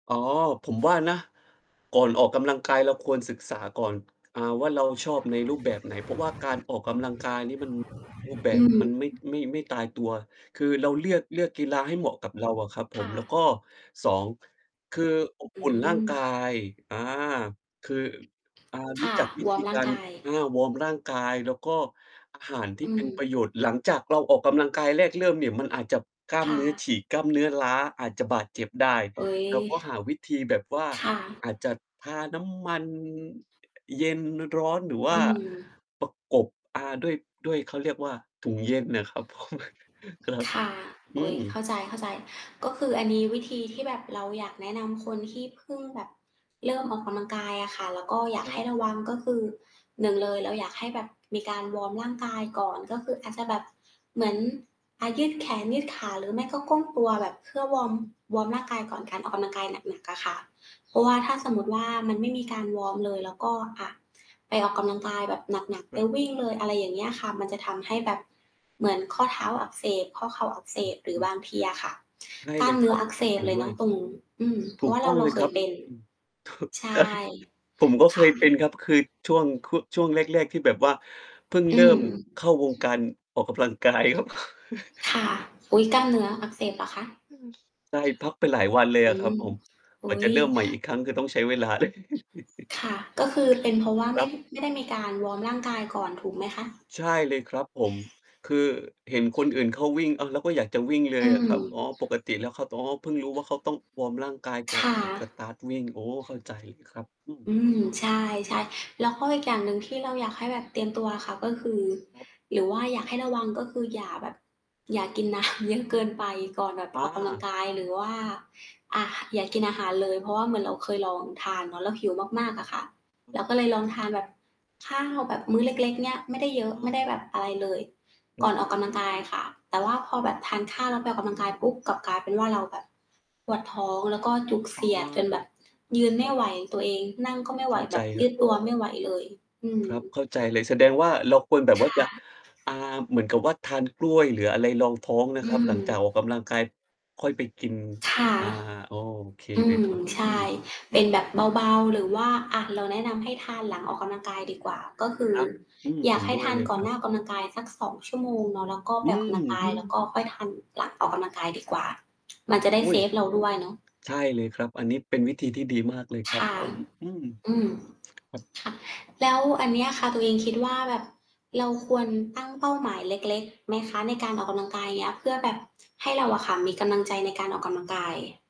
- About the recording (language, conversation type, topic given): Thai, unstructured, ควรเริ่มต้นออกกำลังกายอย่างไรหากไม่เคยออกกำลังกายมาก่อน?
- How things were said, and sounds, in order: other background noise; mechanical hum; distorted speech; tapping; "เลือก" said as "เลียก"; bird; static; laughing while speaking: "ครับผม"; chuckle; laughing while speaking: "ตกใจ"; laughing while speaking: "กายครับ"; chuckle; laughing while speaking: "เลย"; chuckle; in English: "สตาร์ต"; laughing while speaking: "น้ำ"